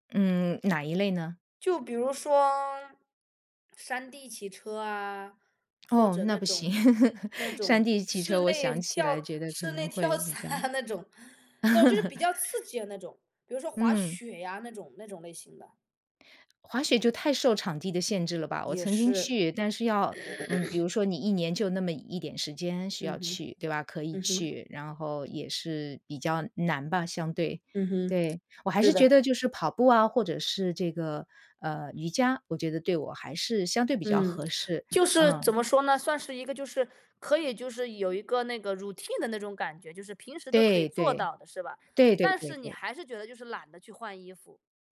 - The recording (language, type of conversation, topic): Chinese, advice, 你为什么开始了运动计划却很难长期坚持下去？
- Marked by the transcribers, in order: laughing while speaking: "室内跳伞啊"; laugh; laugh; throat clearing; other background noise; in English: "routine"